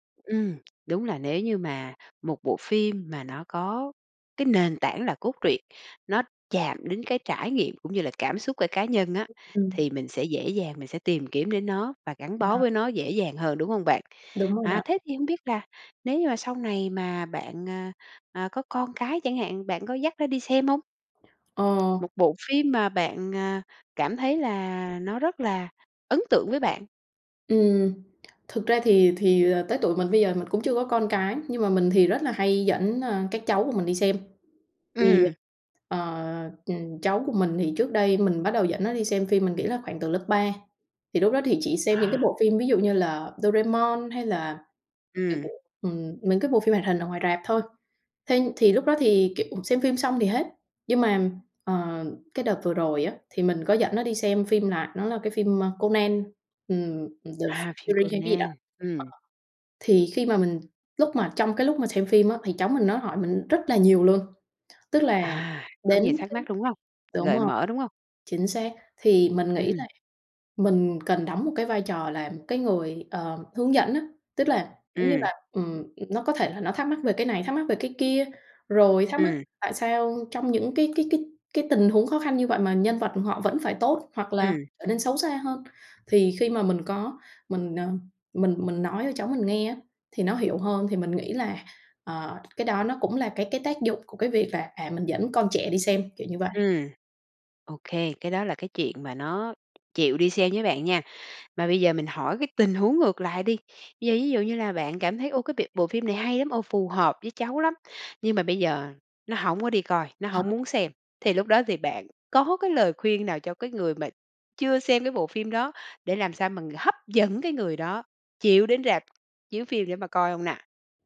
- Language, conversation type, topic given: Vietnamese, podcast, Bạn có thể kể về một bộ phim bạn đã xem mà không thể quên được không?
- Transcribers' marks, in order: tapping; unintelligible speech; unintelligible speech; unintelligible speech